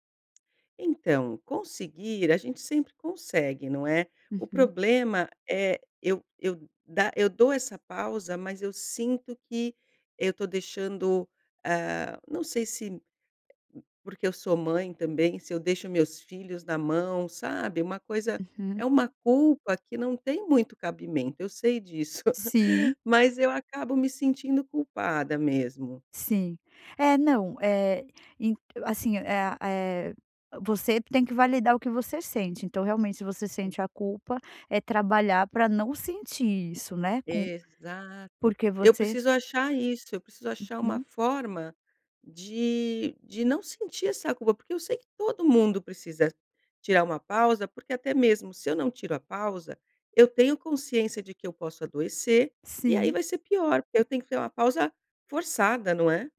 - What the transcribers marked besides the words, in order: tapping; laugh
- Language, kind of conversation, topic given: Portuguese, advice, Como descrever a sensação de culpa ao fazer uma pausa para descansar durante um trabalho intenso?